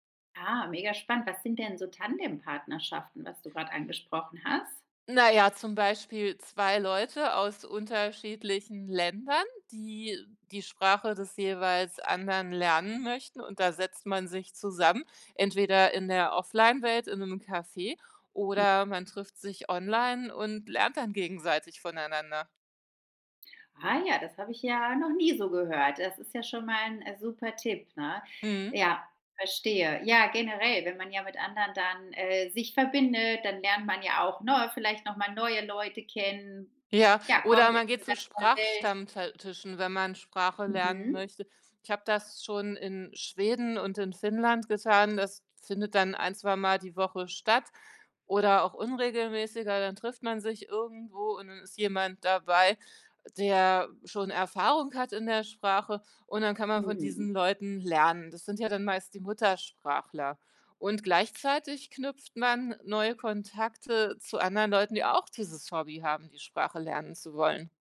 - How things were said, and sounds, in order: other background noise
- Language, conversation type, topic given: German, podcast, Was würdest du jemandem raten, der ein neues Hobby sucht?